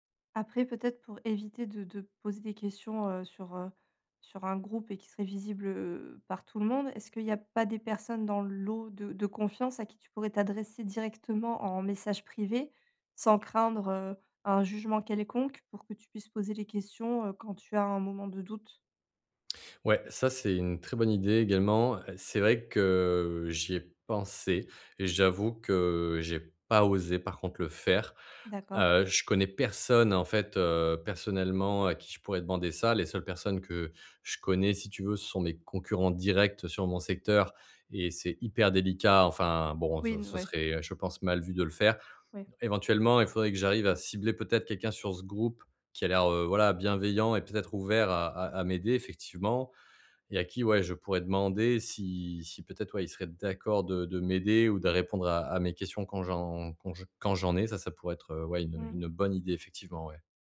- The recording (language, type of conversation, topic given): French, advice, Comment puis-je mesurer mes progrès sans me décourager ?
- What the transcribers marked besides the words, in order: none